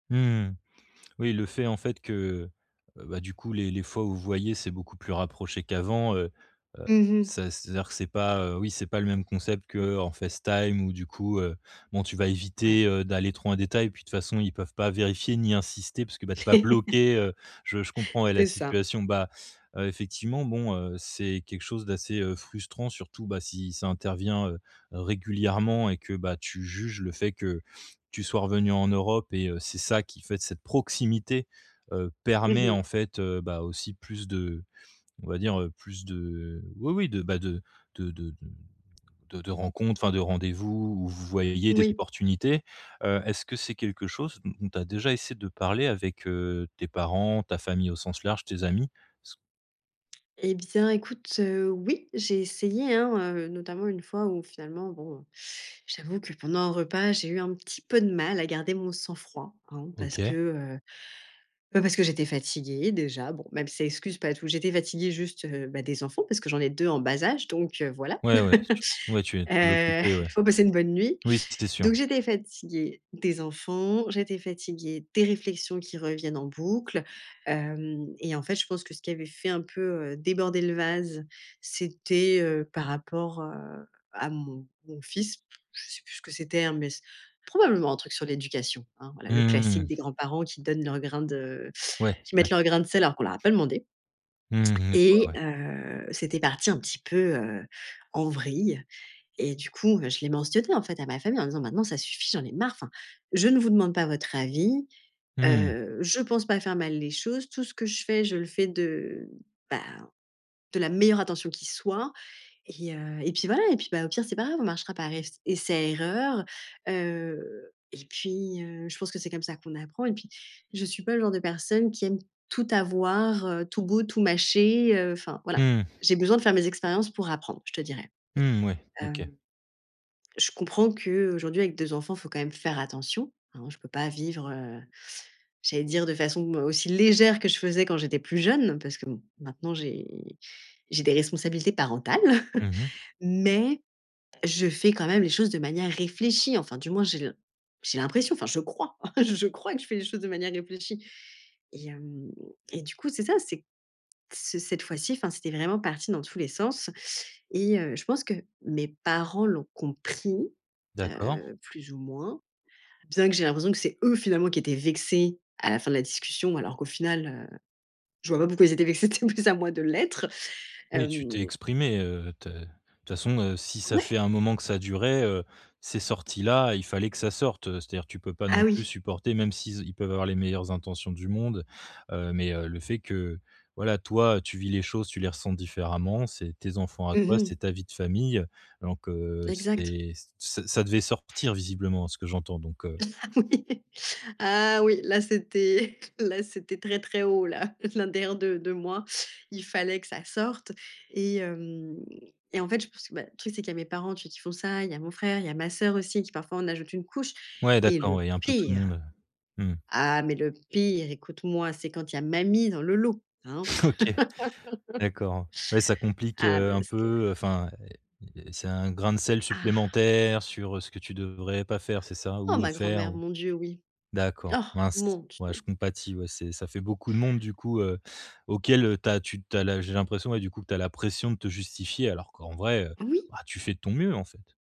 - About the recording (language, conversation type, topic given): French, advice, Quelle pression sociale ressens-tu lors d’un repas entre amis ou en famille ?
- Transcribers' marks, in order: laugh; stressed: "oui"; laugh; drawn out: "Mmh"; tapping; laugh; other background noise; chuckle; stressed: "eux"; laughing while speaking: "c'était plus à moi"; chuckle; laughing while speaking: "Oui"; chuckle; laughing while speaking: "l'intérieur"; stressed: "pire"; laughing while speaking: "OK"; laugh; stressed: "Oh"